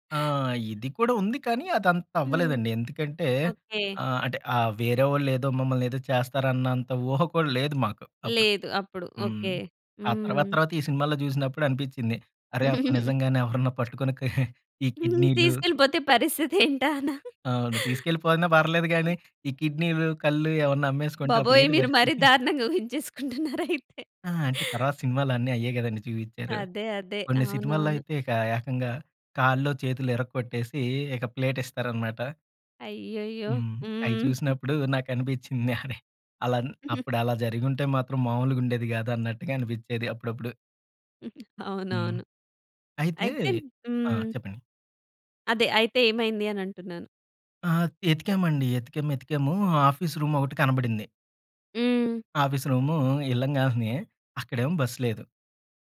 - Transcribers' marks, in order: giggle; other background noise; giggle; laughing while speaking: "తీసుకెళ్ళిపోతే పరిస్థితేంటా అనా?"; giggle; laughing while speaking: "ఊహించేసుకుంటున్నారు అయితే"; giggle; giggle; in English: "ఆఫీస్"; in English: "ఆఫీస్"
- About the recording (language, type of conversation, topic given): Telugu, podcast, ప్రయాణంలో తప్పిపోయి మళ్లీ దారి కనిపెట్టిన క్షణం మీకు ఎలా అనిపించింది?